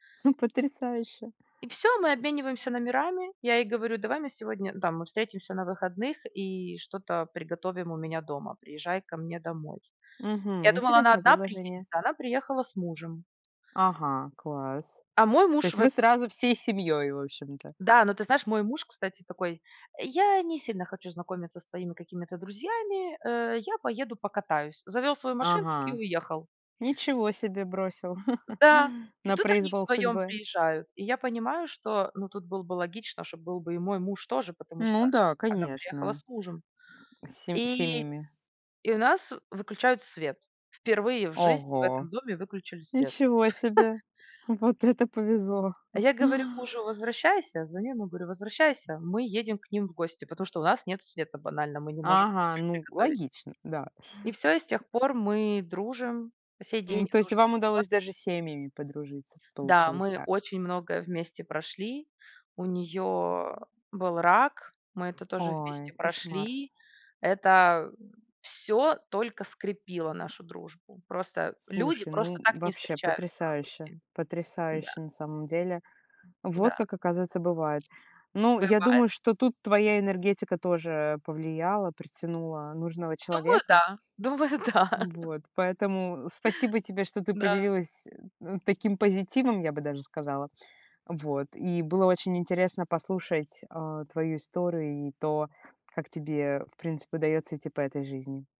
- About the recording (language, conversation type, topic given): Russian, podcast, Что помогает тебе заводить друзей в дороге?
- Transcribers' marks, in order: chuckle; other background noise; tapping; chuckle; chuckle; laughing while speaking: "Думаю, да"; laugh